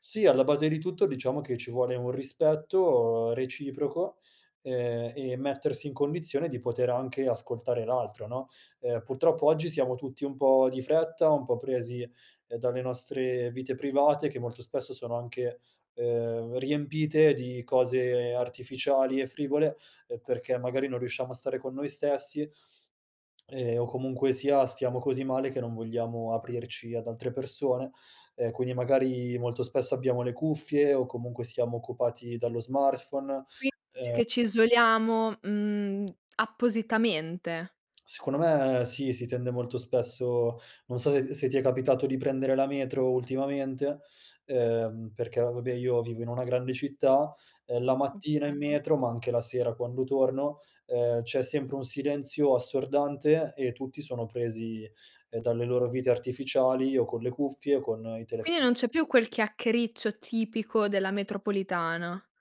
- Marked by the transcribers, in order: lip smack; tsk
- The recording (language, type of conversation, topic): Italian, podcast, Che ruolo ha l'ascolto nel creare fiducia?